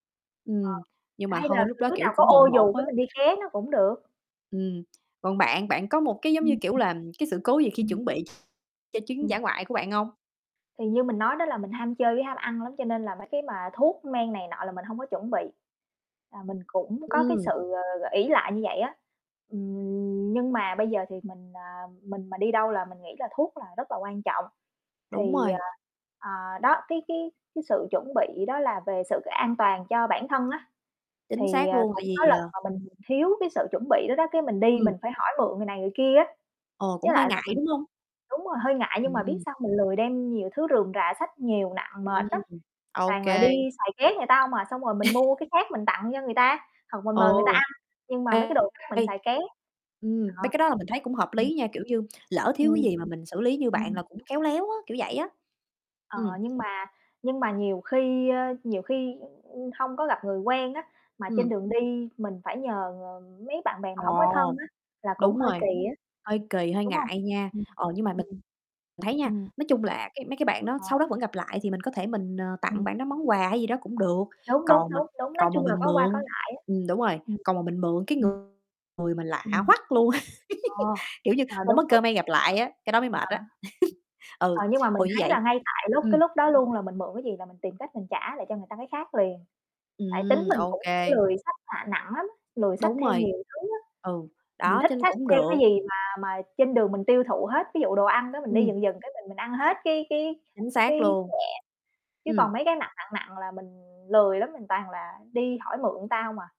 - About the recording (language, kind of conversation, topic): Vietnamese, unstructured, Kỷ niệm đáng nhớ nhất của bạn trong một buổi dã ngoại với bạn bè là gì?
- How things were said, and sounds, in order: tapping; distorted speech; other background noise; static; chuckle; unintelligible speech; laugh; laugh